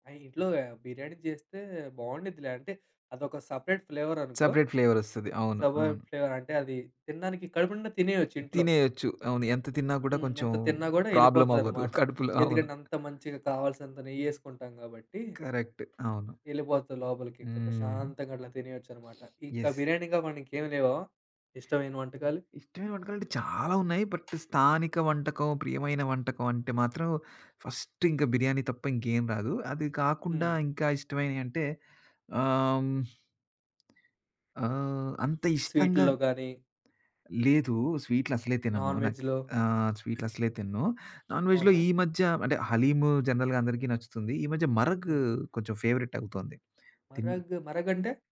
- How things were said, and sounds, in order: in English: "సపరేట్"; in English: "సపరేట్ ఫ్లేవర్"; in English: "ఫ్లేవర్"; in English: "ప్రాబ్లమ్"; laughing while speaking: "కడుపులో అవును"; in English: "కరెక్ట్"; sniff; in English: "యెస్"; stressed: "చాలా"; other background noise; in English: "బట్"; in English: "ఫస్ట్"; tapping; in English: "నాన్ వెజ్‌లో?"; in English: "నాన్ వేజ్‌లో"; in English: "జనరల్‌గా"; in English: "ఫేవరెట్"
- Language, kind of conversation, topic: Telugu, podcast, మీ పట్టణంలో మీకు చాలా ఇష్టమైన స్థానిక వంటకం గురించి చెప్పగలరా?